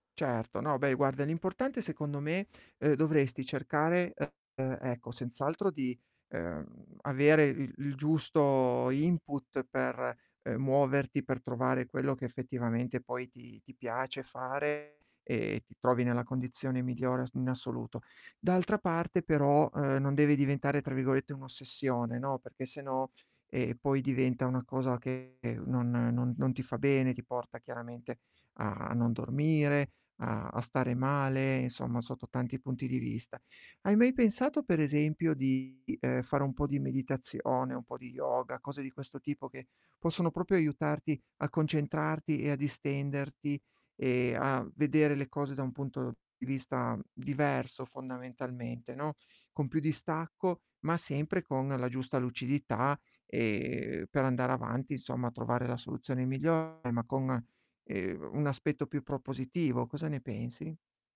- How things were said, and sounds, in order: distorted speech; "proprio" said as "propio"; other background noise; tapping
- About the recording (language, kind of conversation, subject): Italian, advice, Perché mi sento stanco al risveglio anche dopo aver dormito?